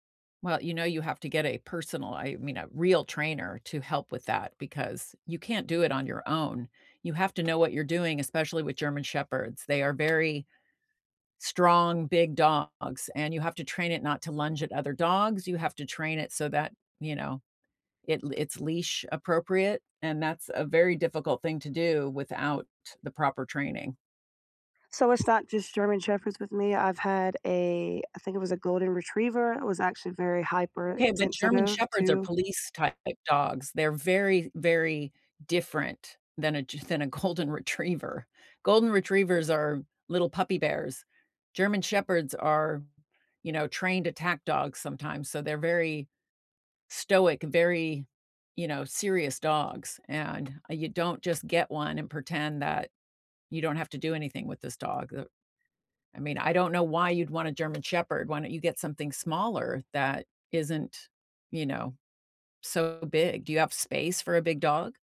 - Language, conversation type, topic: English, unstructured, What is the most surprising thing animals can sense about people?
- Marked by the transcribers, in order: tapping; laughing while speaking: "Golden Retriever"